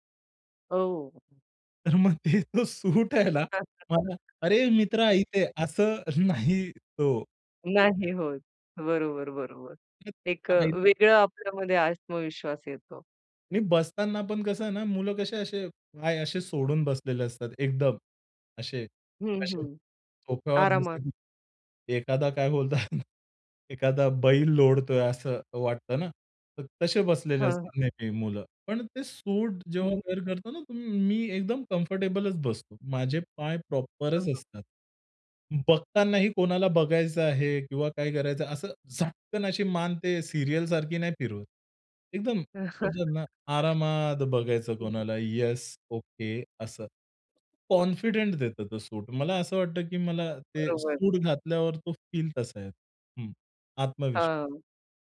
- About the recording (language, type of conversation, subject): Marathi, podcast, तुमच्या कपड्यांच्या निवडीचा तुमच्या मनःस्थितीवर कसा परिणाम होतो?
- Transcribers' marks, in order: other noise; laughing while speaking: "तर मग ते तो सूट आहे ना, मला"; chuckle; other background noise; chuckle; in English: "कम्फर्टेबलचं"; in English: "प्रॉपरचं"; chuckle; in English: "कॉन्फिडेंट"